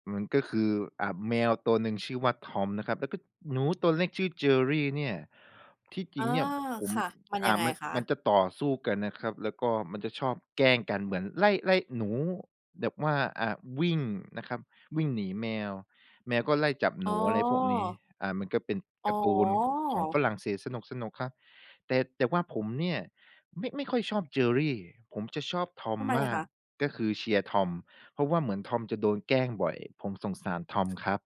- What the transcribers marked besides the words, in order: none
- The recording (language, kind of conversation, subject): Thai, podcast, ตอนเด็กๆ คุณดูการ์ตูนเรื่องไหนที่ยังจำได้แม่นที่สุด?